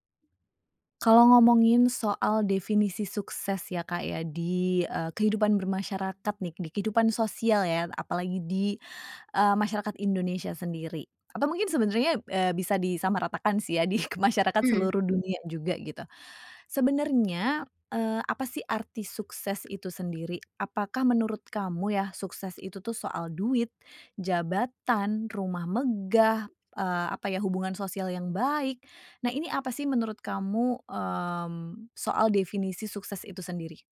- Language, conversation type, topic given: Indonesian, podcast, Menurutmu, apa saja salah kaprah tentang sukses di masyarakat?
- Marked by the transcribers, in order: drawn out: "di"; laughing while speaking: "di"; other background noise; tapping